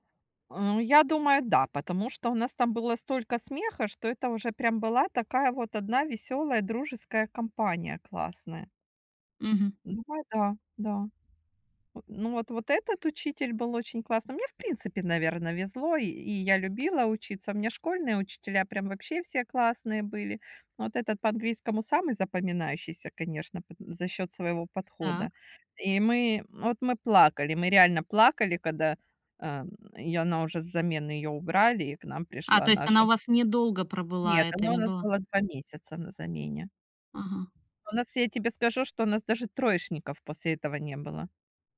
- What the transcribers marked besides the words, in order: none
- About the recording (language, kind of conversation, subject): Russian, podcast, Кто был твоим самым запоминающимся учителем и почему?